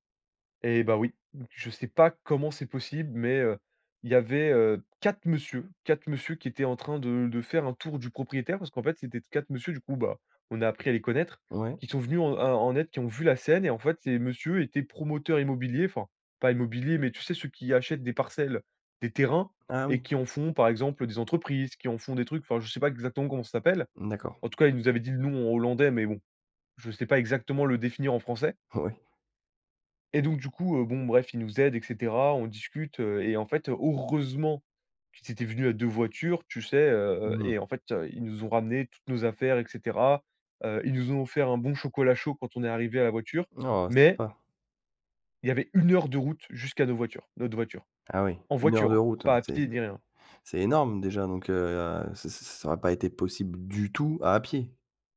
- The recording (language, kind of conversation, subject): French, podcast, As-tu déjà été perdu et un passant t’a aidé ?
- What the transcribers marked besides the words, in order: other background noise; stressed: "quatre"; stressed: "heureusement"; drawn out: "heu"; stressed: "du"